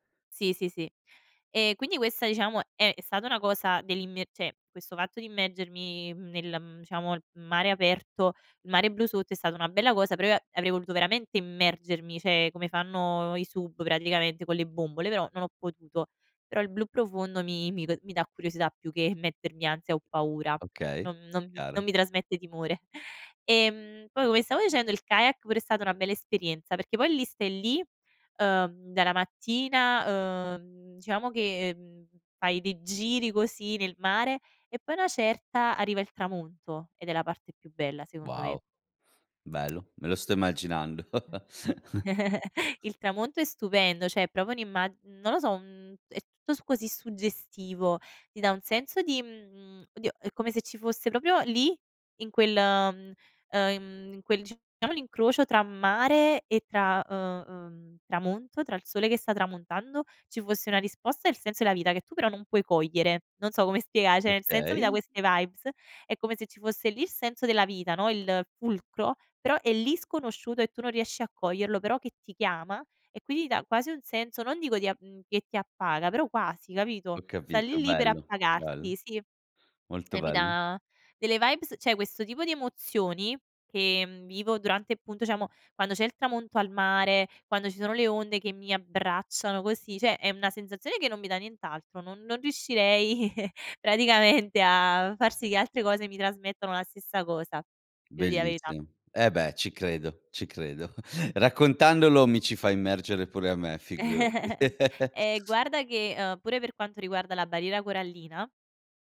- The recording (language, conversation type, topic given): Italian, podcast, Qual è un luogo naturale che ti ha davvero emozionato?
- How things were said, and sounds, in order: "cioè" said as "ceh"; "cioè" said as "ceh"; chuckle; chuckle; "come" said as "ome"; other background noise; chuckle; "cioè" said as "ceh"; "proprio" said as "propio"; chuckle; "proprio" said as "propio"; "cioè" said as "ceh"; tapping; "cioè" said as "ceh"; "diciamo" said as "iciamo"; "cioè" said as "ceh"; chuckle; laughing while speaking: "praticamente a"; "devo" said as "evo"; chuckle; chuckle